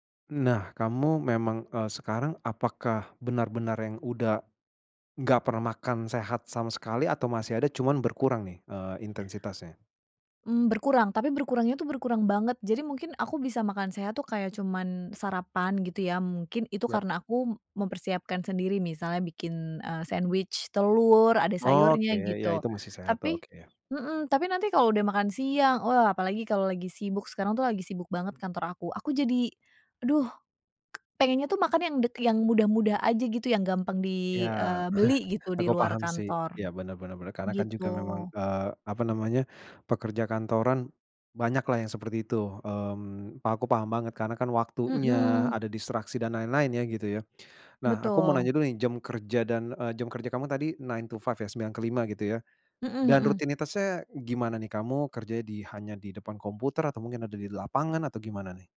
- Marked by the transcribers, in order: in English: "sandwich"; tapping; chuckle; in English: "nine-to-five"
- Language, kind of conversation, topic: Indonesian, advice, Mengapa saya sulit menjaga kebiasaan makan sehat saat bekerja?